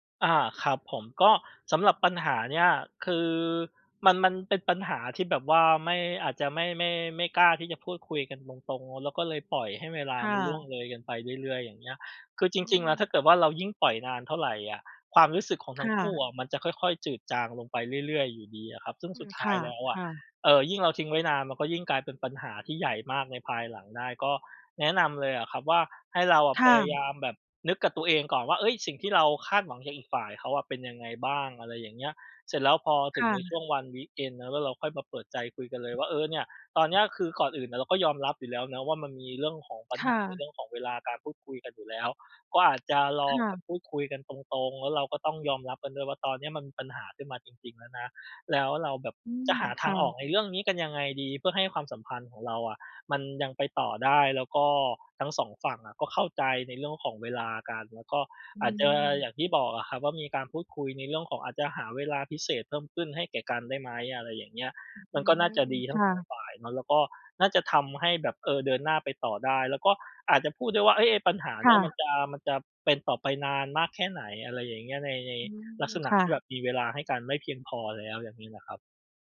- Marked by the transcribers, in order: in English: "วีกเอนด์"
- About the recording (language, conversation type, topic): Thai, advice, คุณจะจัดการความสัมพันธ์ที่ตึงเครียดเพราะไม่ลงตัวเรื่องเวลาอย่างไร?